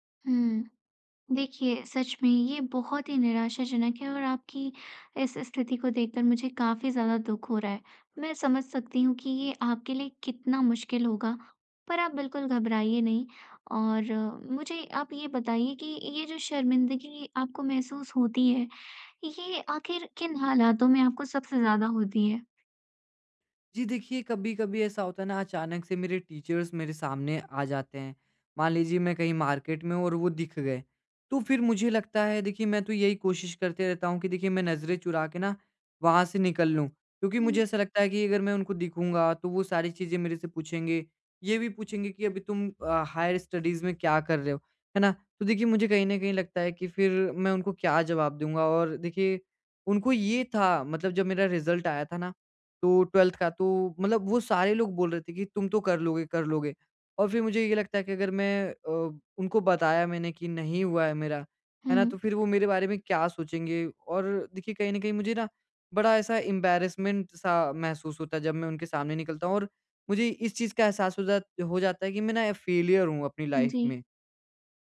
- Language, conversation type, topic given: Hindi, advice, मैं शर्मिंदगी के अनुभव के बाद अपना आत्म-सम्मान फिर से कैसे बना सकता/सकती हूँ?
- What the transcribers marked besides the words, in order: in English: "टीचर्स"; in English: "मार्केट"; in English: "हायर स्टडीज़"; in English: "रिजल्ट"; in English: "ट्वेल्थ"; in English: "एंबेरेसमेंट"; in English: "फ़ेलीयर"; in English: "लाइफ़"